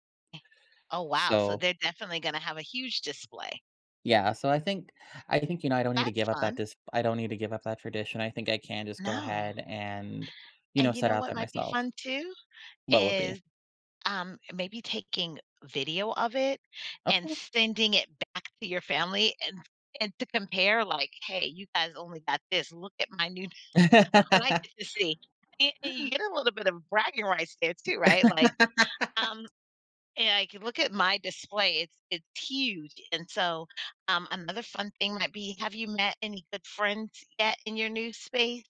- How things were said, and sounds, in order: other noise; chuckle; laugh; laugh; other background noise
- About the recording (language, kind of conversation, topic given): English, advice, How can I cope with feeling lonely during the holidays when I'm away from loved ones?